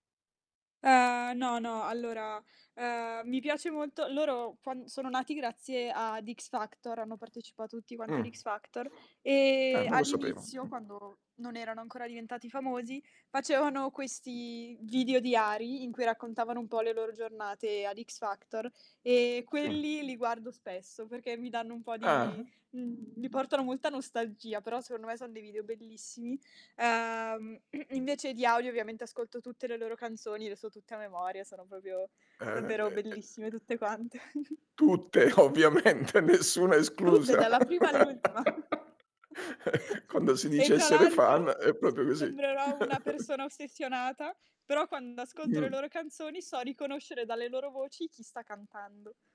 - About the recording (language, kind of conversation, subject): Italian, podcast, Com’è nata la tua passione per la musica?
- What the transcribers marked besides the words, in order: distorted speech; tapping; other background noise; throat clearing; "proprio" said as "popio"; laughing while speaking: "Tutte. Ovviamente, nessuna esclusa"; giggle; laugh; chuckle; "proprio" said as "popio"; chuckle; static